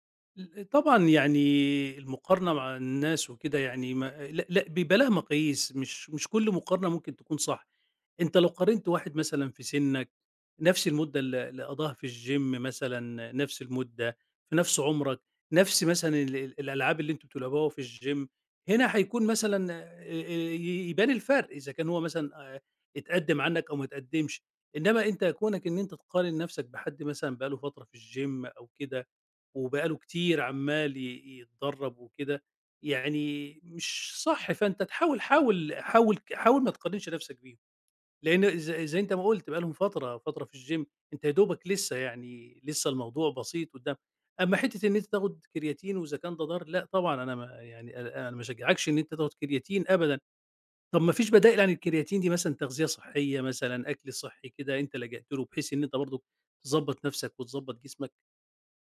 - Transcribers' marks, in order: in English: "الgym"; in English: "الgym"; in English: "الgym"; in English: "الgym"
- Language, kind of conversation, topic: Arabic, advice, إزاي بتتجنب إنك تقع في فخ مقارنة نفسك بزمايلك في التمرين؟